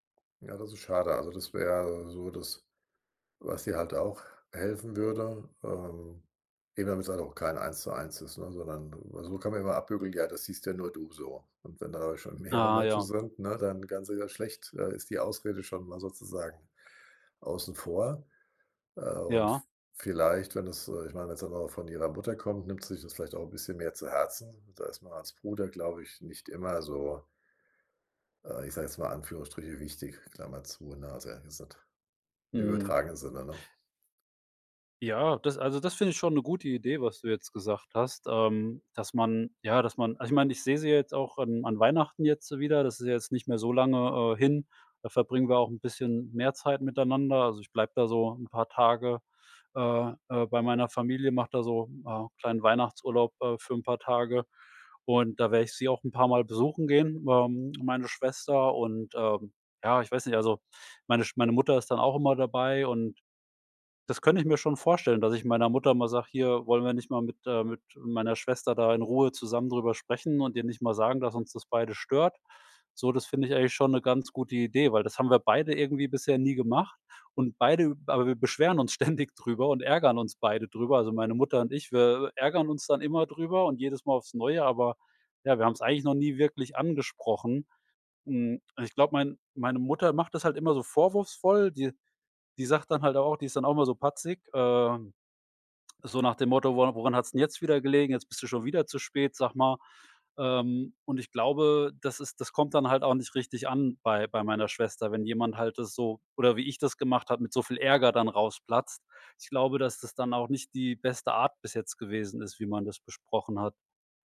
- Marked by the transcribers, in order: laughing while speaking: "ständig"
- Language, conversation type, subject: German, advice, Wie führen unterschiedliche Werte und Traditionen zu Konflikten?